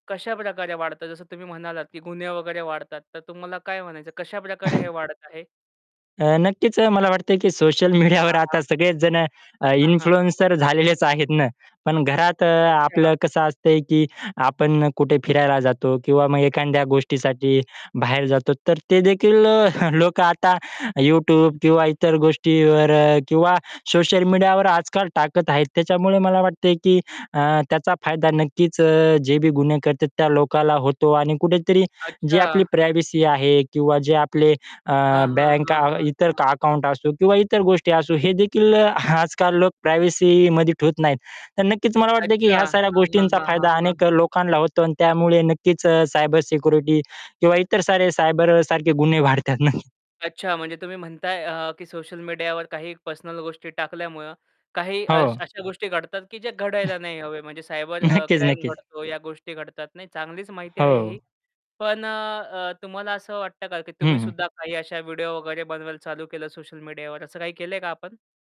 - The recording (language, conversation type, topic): Marathi, podcast, सोशल मीडियामुळे तुमच्या दैनंदिन आयुष्यात कोणते बदल झाले आहेत?
- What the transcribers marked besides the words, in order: other background noise; distorted speech; chuckle; in English: "इन्फ्लुएन्सर"; static; laughing while speaking: "देखील लोकं"; in English: "प्रायव्हसी"; in English: "प्रायव्हसीमध्ये"; laughing while speaking: "गुन्हे वाढतात, नक्की"; other noise